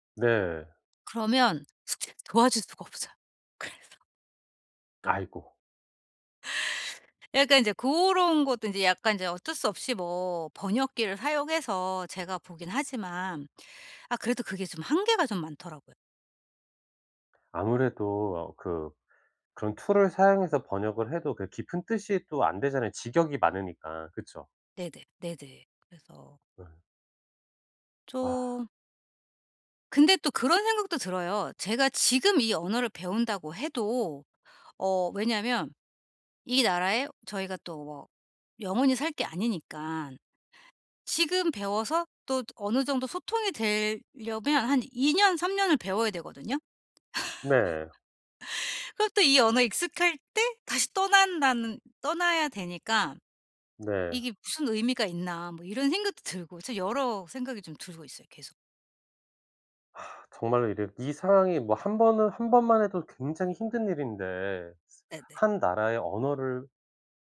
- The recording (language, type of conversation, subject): Korean, advice, 새로운 나라에서 언어 장벽과 문화 차이에 어떻게 잘 적응할 수 있나요?
- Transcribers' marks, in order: other background noise; tapping; laugh; sigh